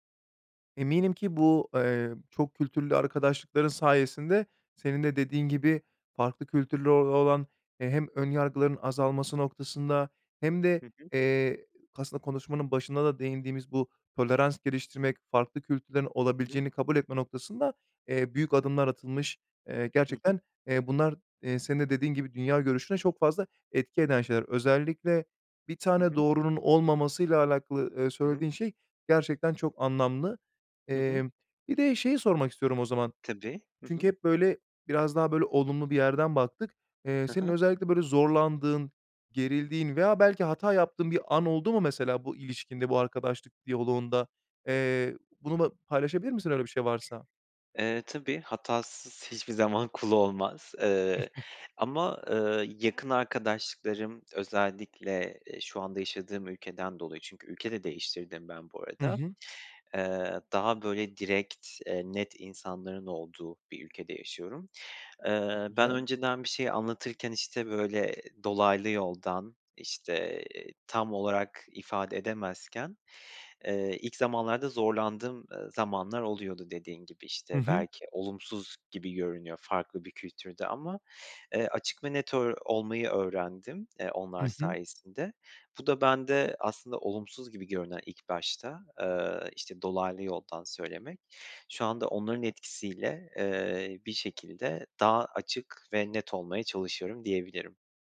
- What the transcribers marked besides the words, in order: other background noise; chuckle
- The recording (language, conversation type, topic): Turkish, podcast, Çokkültürlü arkadaşlıklar sana neler kattı?